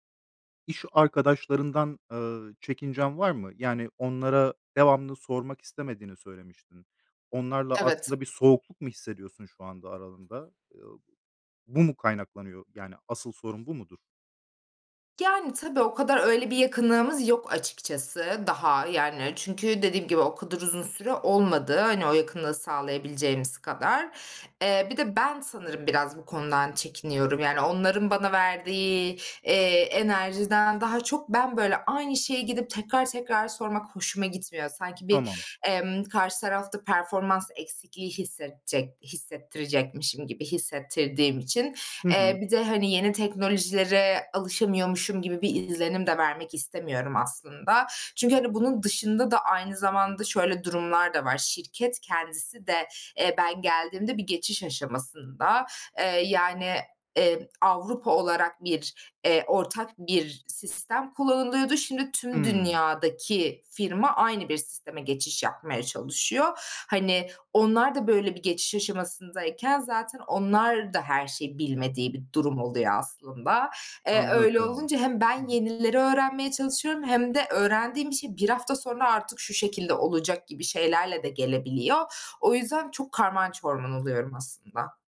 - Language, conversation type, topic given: Turkish, advice, İş yerindeki yeni teknolojileri öğrenirken ve çalışma biçimindeki değişikliklere uyum sağlarken nasıl bir yol izleyebilirim?
- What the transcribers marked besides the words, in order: other background noise